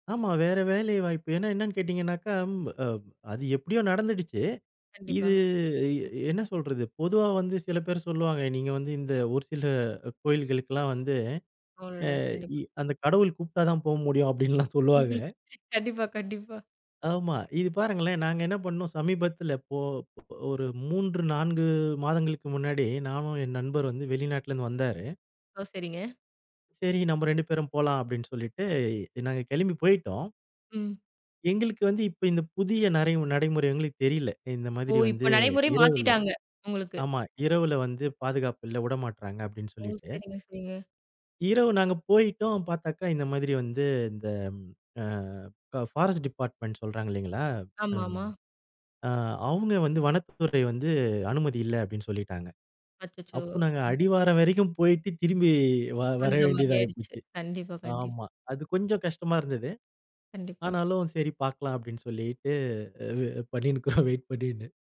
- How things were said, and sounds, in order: other background noise; laughing while speaking: "சொல்லுவாங்க"; laughing while speaking: "கண்டிப்பா, கண்டிப்பா"; in English: "பாரஸ்ட் டிபார்ட்மென்ட்"; tapping; in English: "வெயிட்"
- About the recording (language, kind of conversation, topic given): Tamil, podcast, குடும்பத்தினர் அல்லது நண்பர்கள் உங்கள் பொழுதுபோக்கை மீண்டும் தொடங்க நீங்கள் ஊக்கம் பெறச் செய்யும் வழி என்ன?